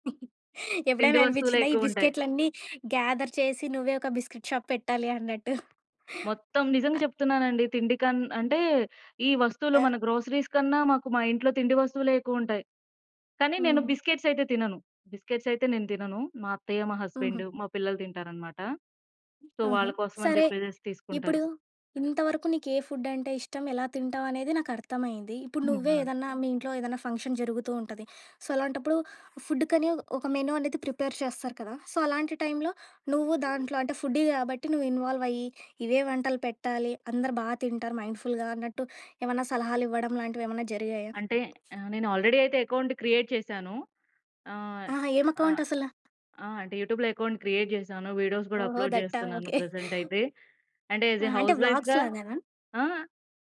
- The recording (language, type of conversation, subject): Telugu, podcast, ఆహారం తింటూ పూర్తి శ్రద్ధగా ఉండటం మీకు ఎలా ఉపయోగపడింది?
- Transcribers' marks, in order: chuckle; in English: "గ్యాదర్"; in English: "బిస్కెట్ షాప్"; tapping; in English: "గ్రోసరీస్"; in English: "బిస్కెట్స్"; in English: "బిస్కెట్స్"; in English: "సో"; other background noise; in English: "ఫుడ్"; in English: "ఫంక్షన్"; in English: "సో"; in English: "ఫుడ్‌కని"; in English: "మెనూ"; in English: "ప్రిపేర్"; in English: "సో"; in English: "ఫుడ్డీ"; in English: "ఇన్‌వాల్వ్"; in English: "మైండ్‌ఫుల్‌గా"; in English: "ఆల్‌రెడీ"; in English: "ఎకౌంట్ క్రియేట్"; in English: "యూట్యూబ్‌లో ఎకౌంట్ క్రియేట్"; in English: "వీడియోస్"; in English: "అప్‌లోడ్"; in English: "వ్లాగ్స్"; in English: "యాజ్ ఎ హౌస్ వైఫ్‌గా"